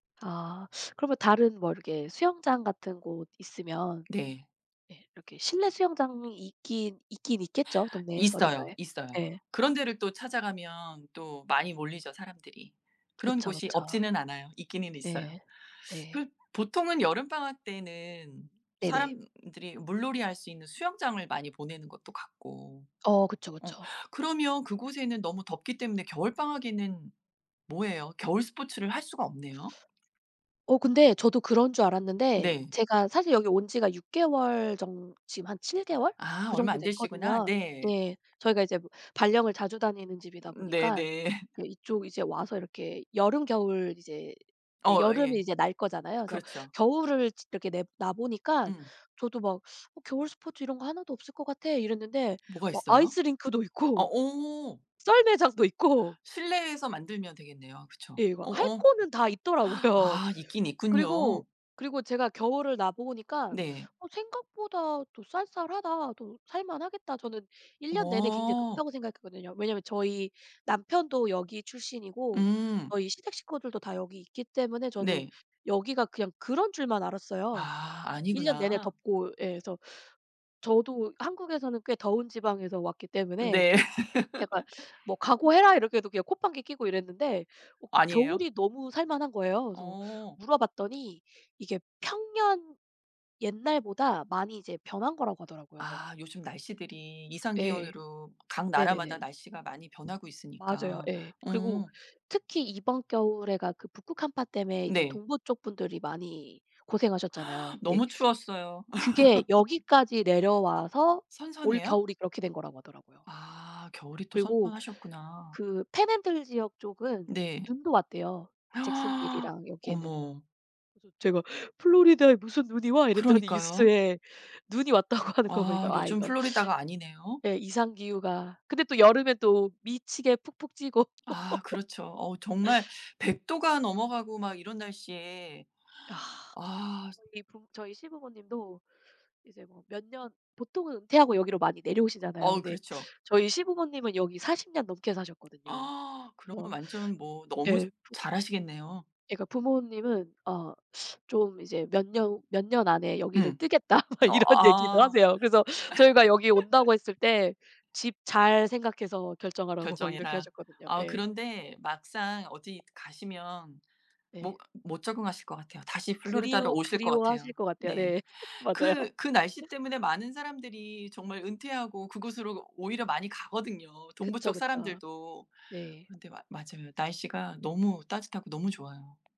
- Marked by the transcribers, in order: tapping; laugh; laughing while speaking: "아이스링크도 있고 썰매장도 있고"; gasp; laughing while speaking: "있더라고요"; laugh; gasp; laugh; gasp; background speech; laughing while speaking: "눈이 왔다고 하는 거 보니까"; laughing while speaking: "찌고"; laugh; gasp; laughing while speaking: "뜨겠다. 막 이런 얘기도 하세요. 그래서"; laugh; laughing while speaking: "결정하라고 막"; laugh; laughing while speaking: "맞아요"; laugh
- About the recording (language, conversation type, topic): Korean, unstructured, 여름 방학과 겨울 방학 중 어느 방학이 더 기다려지시나요?